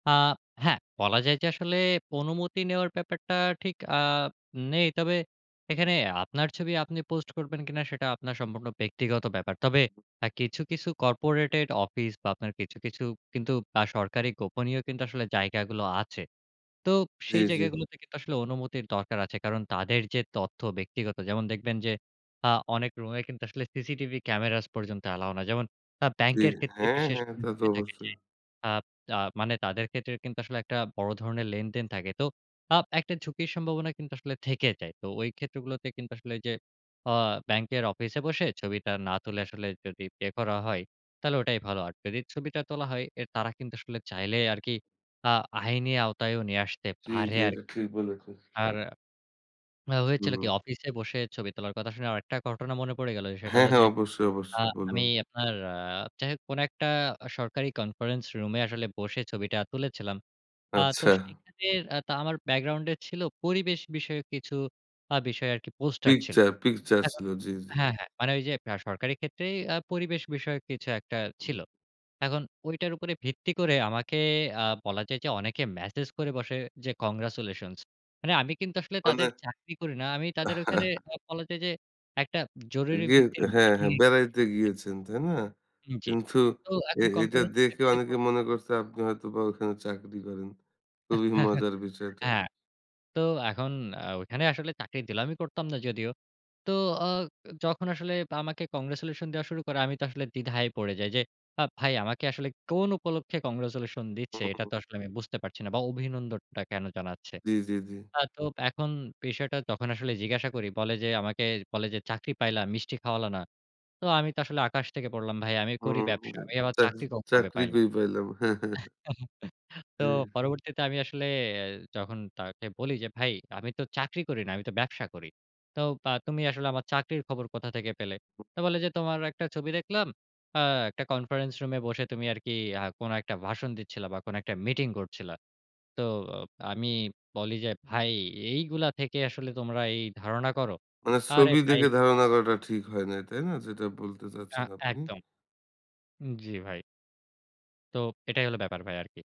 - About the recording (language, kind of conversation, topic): Bengali, podcast, সামাজিক যোগাযোগমাধ্যমে ছবি আপলোড করার আগে আপনি কতটা ভেবে দেখেন?
- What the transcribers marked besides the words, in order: "সম্পূর্ণ" said as "সম্ভুবনো"; tapping; other background noise; unintelligible speech; "আইনি" said as "আহিনি"; chuckle; blowing; unintelligible speech; unintelligible speech; laughing while speaking: "খুবই মজার বিষয়টা"; chuckle; chuckle; unintelligible speech